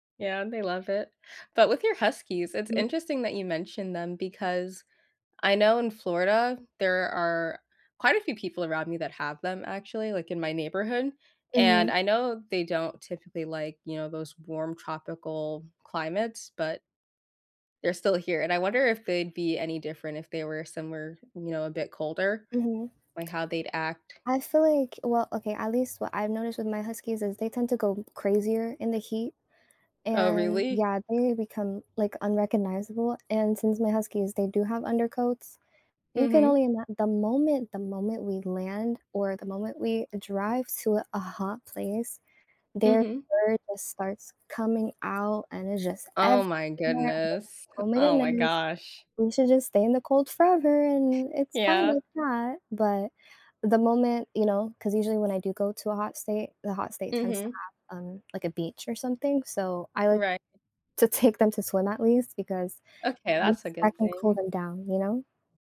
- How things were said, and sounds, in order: other background noise; tapping
- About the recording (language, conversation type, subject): English, unstructured, What can I do to protect the environment where I live?